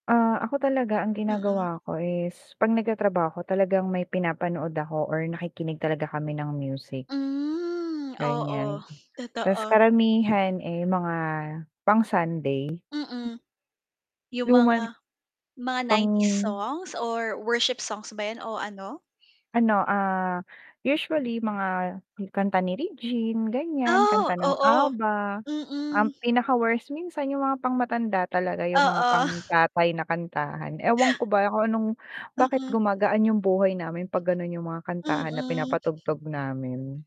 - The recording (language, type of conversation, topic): Filipino, unstructured, Ano ang mga paraan para maging masaya sa trabaho kahit nakaka-stress?
- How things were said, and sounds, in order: mechanical hum; drawn out: "Hmm"; other background noise; tapping; static; distorted speech; in English: "nineties songs or worship songs"; background speech; breath